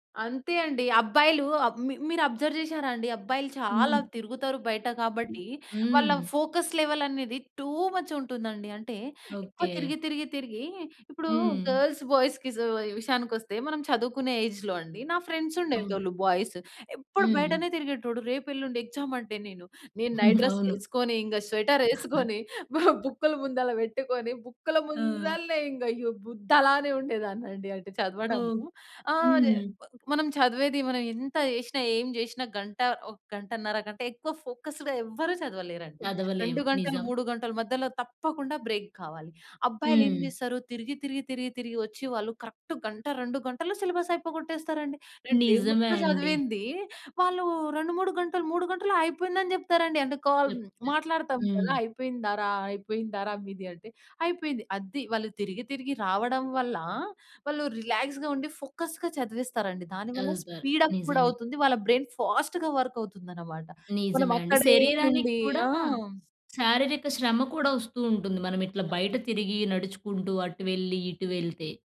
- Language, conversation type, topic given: Telugu, podcast, ఒక వారం పాటు రోజూ బయట 10 నిమిషాలు గడిపితే ఏ మార్పులు వస్తాయని మీరు భావిస్తారు?
- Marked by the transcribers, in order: in English: "అబ్జర్వ్"; other noise; in English: "ఫోకస్ లెవెల్"; in English: "టూ మచ్"; in English: "గర్ల్స్, బాయ్స్‌కి"; in English: "ఏజ్‌లో"; in English: "ఫ్రెండ్స్"; in English: "బాయ్స్"; in English: "ఎగ్జామ్"; chuckle; in English: "నైట్"; other background noise; in English: "స్వెటర్"; chuckle; in English: "ఫోకస్‌గా"; in English: "బ్రేక్"; in English: "కరెక్ట్"; in English: "సిలబస్"; in English: "డే"; in English: "కాల్"; in English: "రిలాక్స్‌గా"; in English: "ఫోకస్‌గా"; in English: "స్పీడ్ అప్"; in English: "బ్రైన్ ఫాస్ట్‌గా వర్క్"